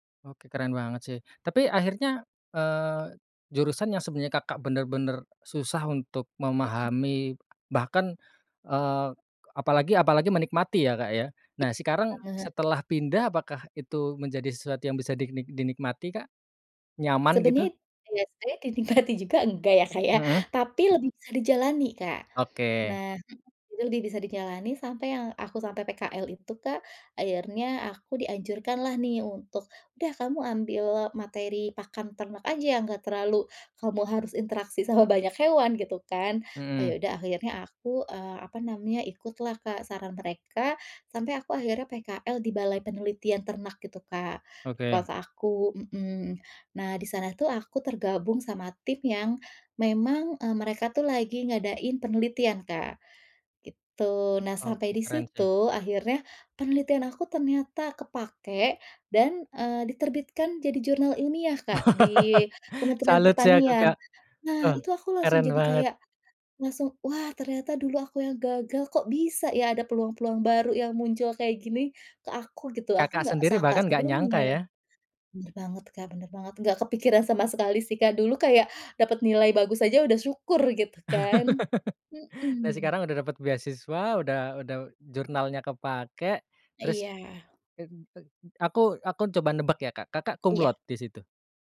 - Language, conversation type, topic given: Indonesian, podcast, Pernahkah kamu mengalami momen kegagalan yang justru membuka peluang baru?
- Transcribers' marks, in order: tapping; "sekarang" said as "sikarang"; laughing while speaking: "dinikmati"; laughing while speaking: "sama"; laugh; chuckle